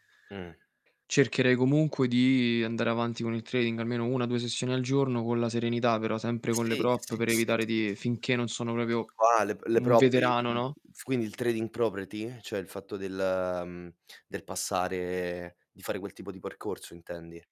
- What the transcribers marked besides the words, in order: static; tapping; distorted speech; in English: "property"; drawn out: "del"; drawn out: "passare"
- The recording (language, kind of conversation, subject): Italian, unstructured, Qual è la parte più piacevole della tua giornata lavorativa?